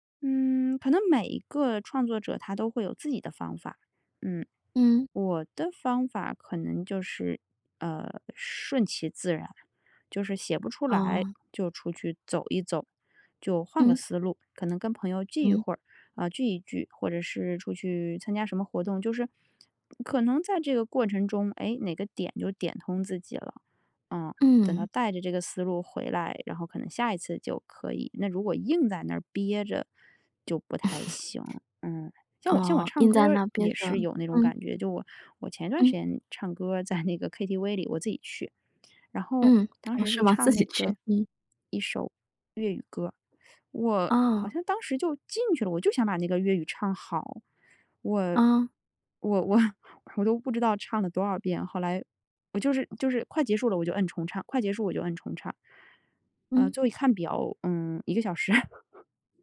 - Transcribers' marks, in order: other background noise; chuckle; laughing while speaking: "在"; laughing while speaking: "自己去"; teeth sucking; laughing while speaking: "我"; laughing while speaking: "小时"
- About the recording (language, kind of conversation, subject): Chinese, podcast, 你如何知道自己进入了心流？